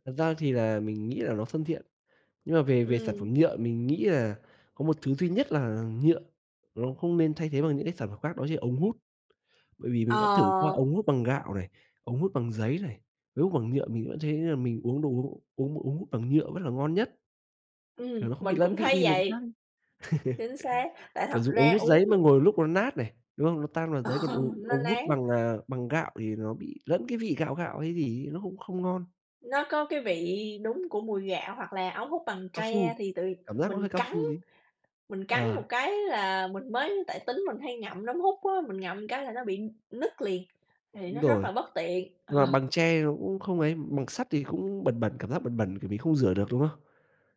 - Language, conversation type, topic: Vietnamese, unstructured, Chúng ta nên làm gì để giảm rác thải nhựa hằng ngày?
- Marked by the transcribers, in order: tapping; laugh; laughing while speaking: "Ờ"